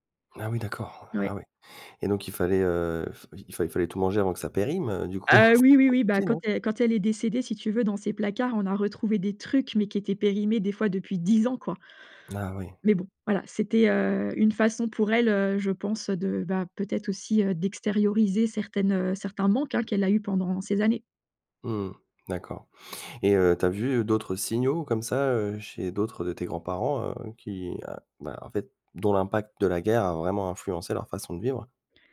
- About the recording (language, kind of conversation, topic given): French, podcast, Comment les histoires de guerre ou d’exil ont-elles marqué ta famille ?
- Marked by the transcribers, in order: laughing while speaking: "coup ?"; stressed: "trucs"; stressed: "dix ans"